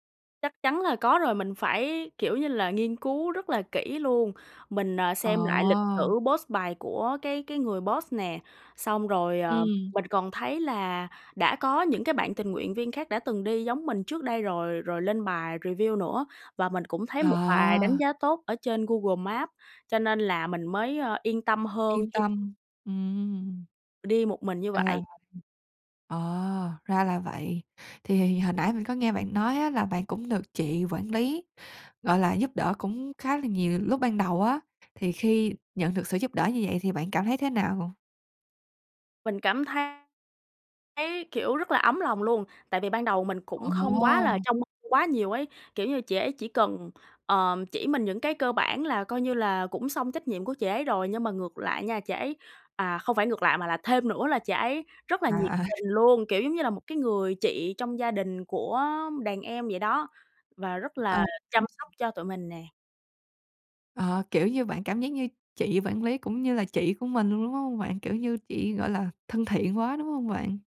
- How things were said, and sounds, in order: in English: "post"; in English: "post"; in English: "review"; tapping; other background noise; unintelligible speech; "quản" said as "vản"
- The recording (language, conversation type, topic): Vietnamese, podcast, Bạn từng được người lạ giúp đỡ như thế nào trong một chuyến đi?
- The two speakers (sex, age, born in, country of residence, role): female, 20-24, Vietnam, Finland, host; female, 25-29, Vietnam, Vietnam, guest